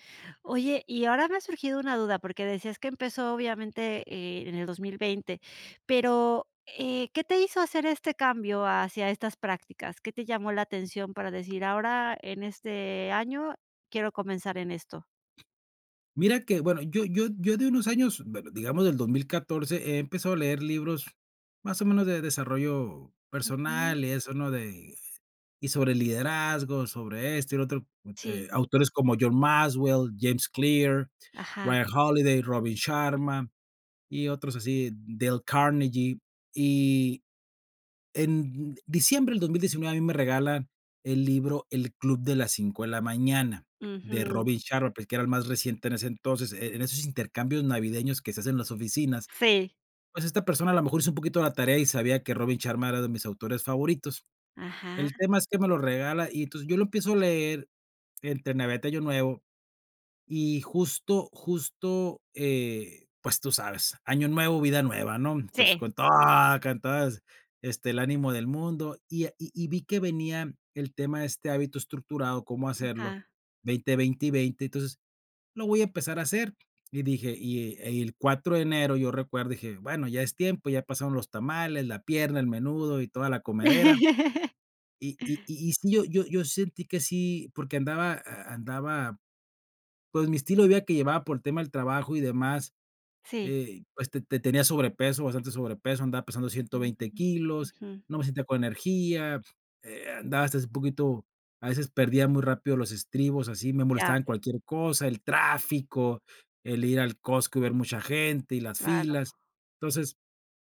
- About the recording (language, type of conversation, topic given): Spanish, podcast, ¿Qué hábito diario tiene más impacto en tu bienestar?
- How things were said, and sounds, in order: other background noise; laugh